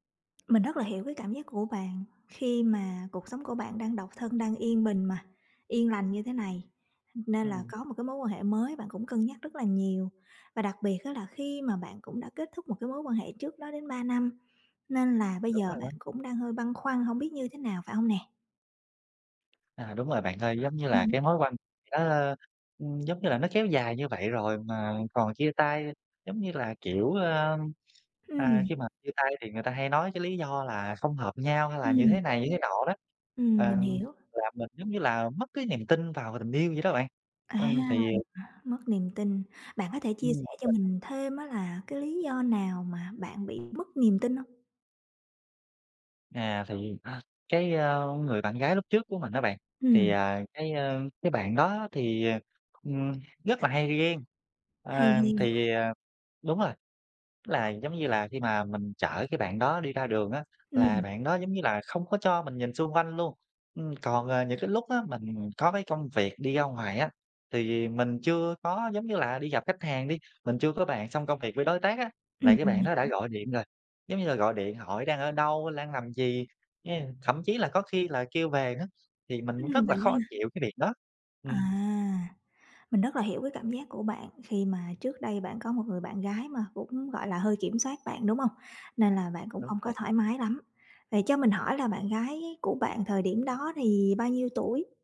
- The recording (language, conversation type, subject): Vietnamese, advice, Bạn đang cố thích nghi với cuộc sống độc thân như thế nào sau khi kết thúc một mối quan hệ lâu dài?
- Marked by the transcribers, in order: tapping; other background noise